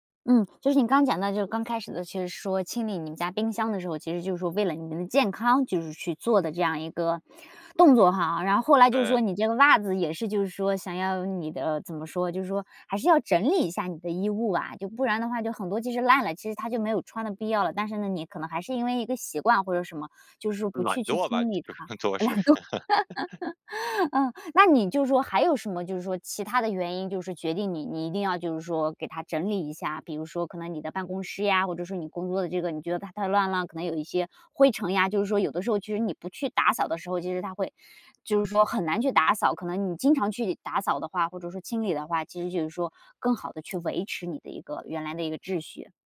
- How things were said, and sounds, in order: laughing while speaking: "就是，主要事"; laughing while speaking: "懒惰"
- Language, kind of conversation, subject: Chinese, podcast, 你有哪些断舍离的经验可以分享？